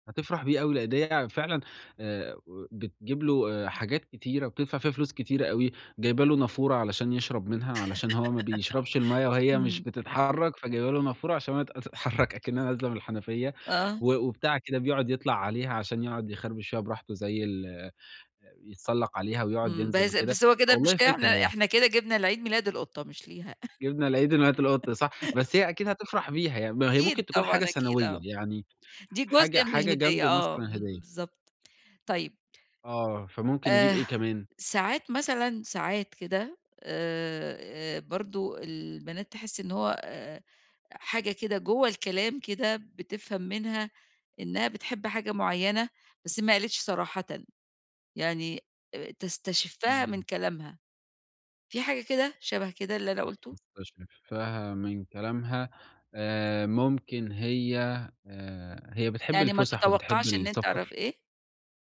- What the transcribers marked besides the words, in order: giggle; laughing while speaking: "ت تتحرك"; laugh
- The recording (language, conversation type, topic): Arabic, advice, إزاي ألاقي هدايا مميزة من غير ما أحس بإحباط دايمًا؟